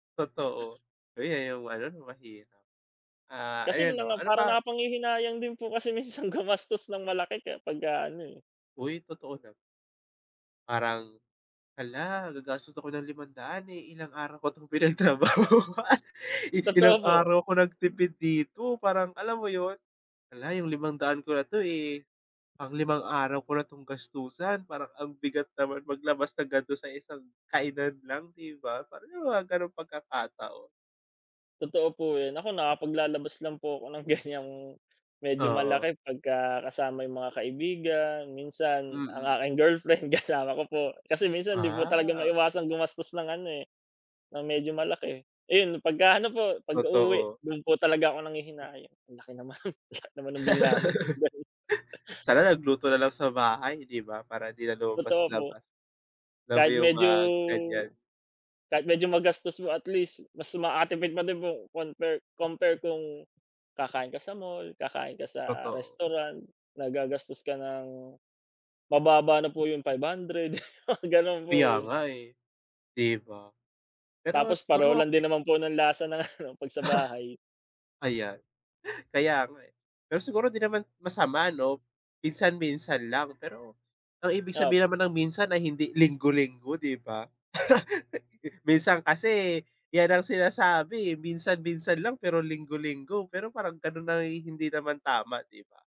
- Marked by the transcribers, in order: laughing while speaking: "minsan gumastos"; laughing while speaking: "pinagtrabahuan. I ilang araw ako nagtipid dito"; laughing while speaking: "ganyang"; laughing while speaking: "kasama ko po"; other background noise; laugh; laughing while speaking: "Ba't ganon?"; tapping; chuckle; laughing while speaking: "ano"; chuckle; other animal sound; chuckle
- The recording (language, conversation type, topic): Filipino, unstructured, Ano ang palagay mo sa patuloy na pagtaas ng presyo ng mga bilihin?